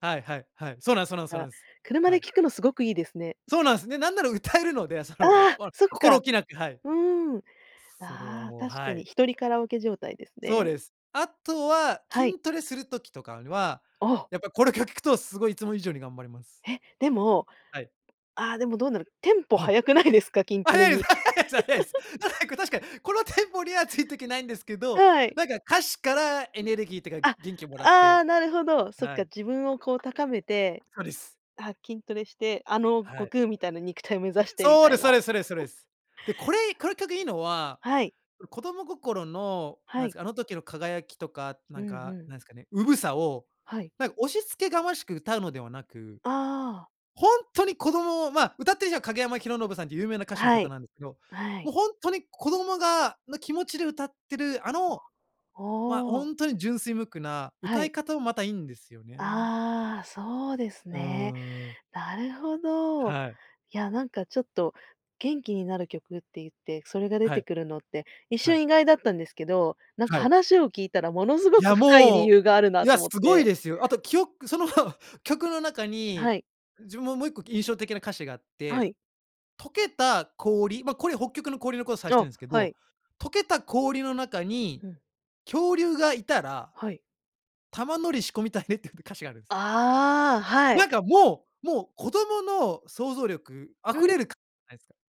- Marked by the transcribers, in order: other background noise; tapping; laughing while speaking: "速いです、 速いです。速く … いんですけど"; chuckle; chuckle; other noise; laughing while speaking: "その"
- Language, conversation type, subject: Japanese, podcast, 聴くと必ず元気になれる曲はありますか？
- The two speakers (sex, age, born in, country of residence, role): female, 40-44, Japan, Japan, host; male, 35-39, Japan, Japan, guest